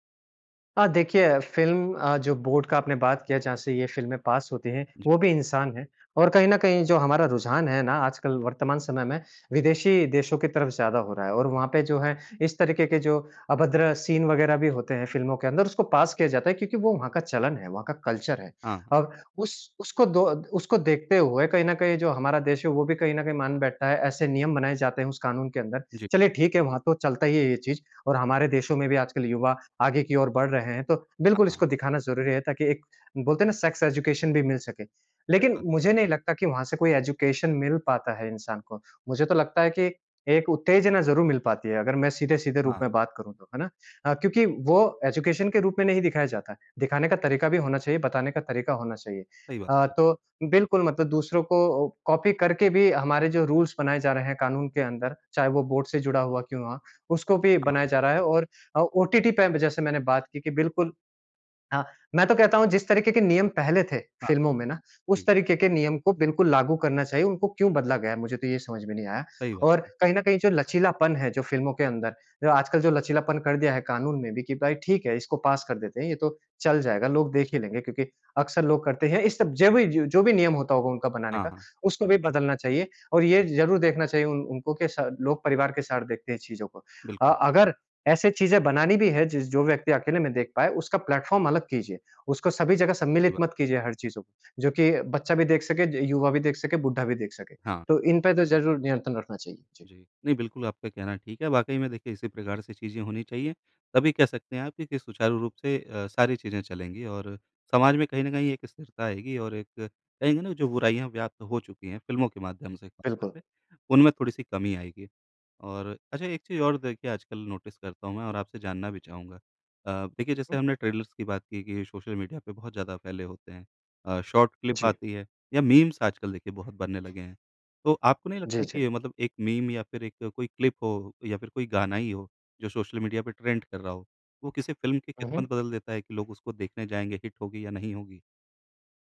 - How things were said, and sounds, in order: in English: "सीन"; in English: "कल्चर"; in English: "सेक्स एजुकेशन"; in English: "एजुकेशन"; in English: "एजुकेशन"; in English: "कॉपी"; in English: "रूल्स"; in English: "प्लैटफ़ॉर्म"; in English: "नोटिस"; in English: "ट्रेलर्स"; in English: "शॉर्ट क्लिप"; in English: "मीम्स"; in English: "मीम"; in English: "क्लिप"; in English: "ट्रेंड"; in English: "हिट"
- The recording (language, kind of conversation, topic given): Hindi, podcast, सोशल मीडिया ने फिल्में देखने की आदतें कैसे बदलीं?